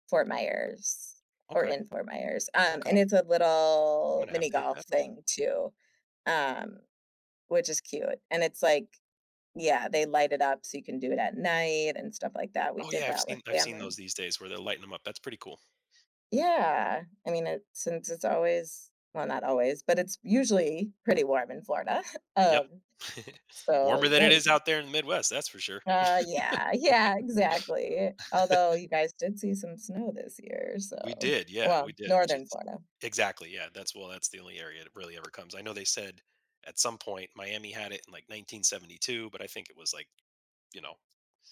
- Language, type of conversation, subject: English, unstructured, How has travel to new places impacted your perspective or memories?
- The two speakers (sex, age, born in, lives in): female, 35-39, United States, United States; male, 40-44, United States, United States
- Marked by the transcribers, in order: tapping; drawn out: "little"; chuckle; laugh; other background noise